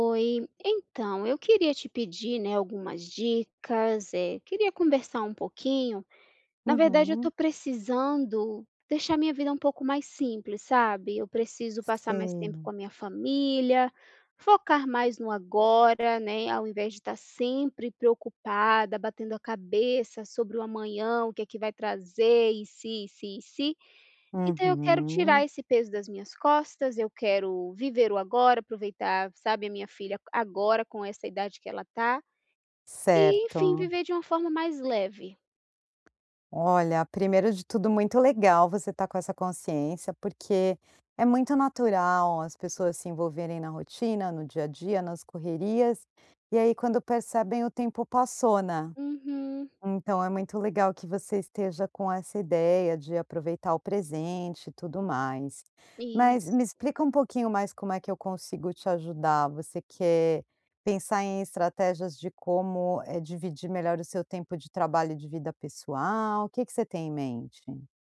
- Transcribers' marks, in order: tapping
- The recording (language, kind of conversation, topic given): Portuguese, advice, Como posso simplificar minha vida e priorizar momentos e memórias?